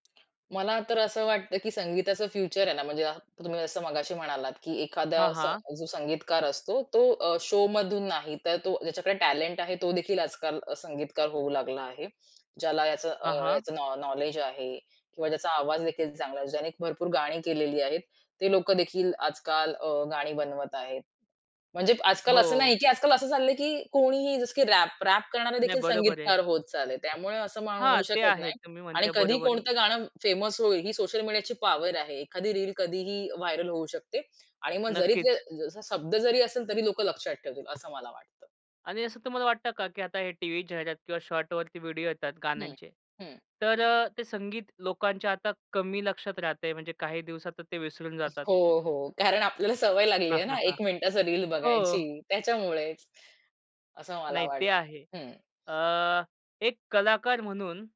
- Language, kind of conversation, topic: Marathi, podcast, टीव्ही जाहिरातींनी किंवा लघु व्हिडिओंनी संगीत कसे बदलले आहे?
- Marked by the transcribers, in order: tapping; other background noise; in English: "शोमधून"; in English: "रॅप रॅप"; in English: "फेमस"; in English: "व्हायरल"